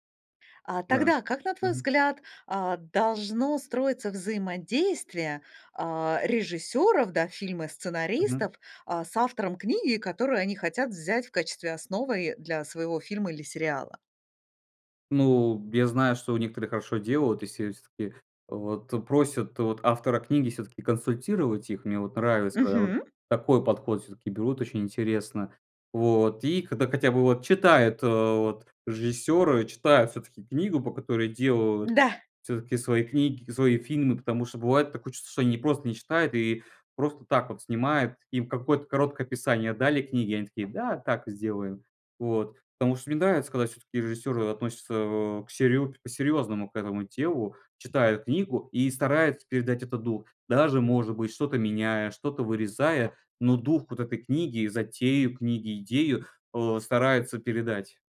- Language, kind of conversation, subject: Russian, podcast, Как адаптировать книгу в хороший фильм без потери сути?
- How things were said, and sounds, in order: tapping; other background noise